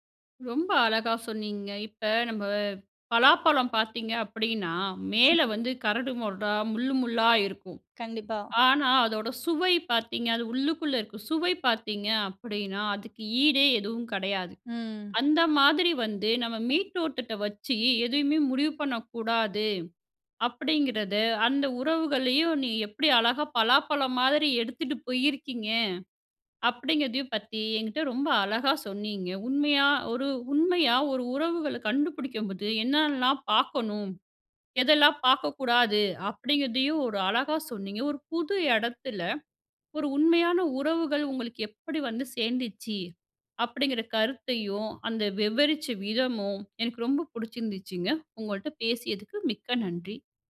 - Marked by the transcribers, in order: laugh; other background noise; other noise
- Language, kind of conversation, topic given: Tamil, podcast, புதிய இடத்தில் உண்மையான உறவுகளை எப்படிச் தொடங்கினீர்கள்?